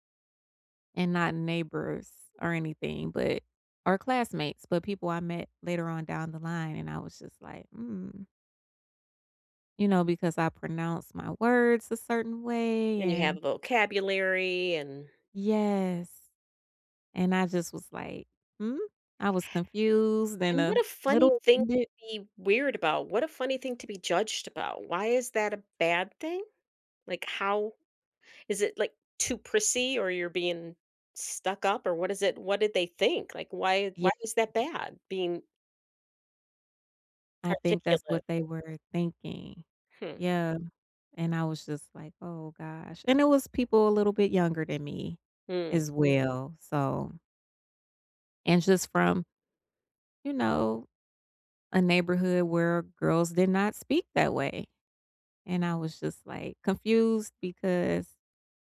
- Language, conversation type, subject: English, unstructured, How do you react when someone stereotypes you?
- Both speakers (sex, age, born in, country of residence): female, 45-49, United States, United States; female, 60-64, United States, United States
- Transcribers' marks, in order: none